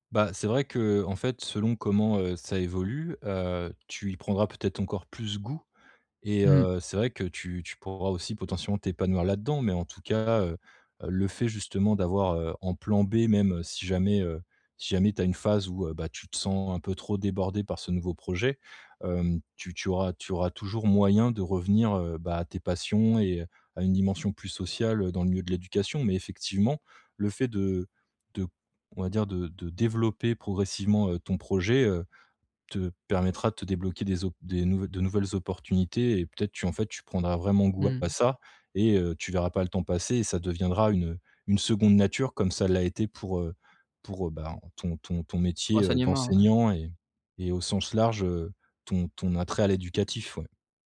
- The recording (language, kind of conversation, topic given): French, advice, Comment puis-je clarifier mes valeurs personnelles pour choisir un travail qui a du sens ?
- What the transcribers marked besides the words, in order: other background noise; stressed: "moyen"; tapping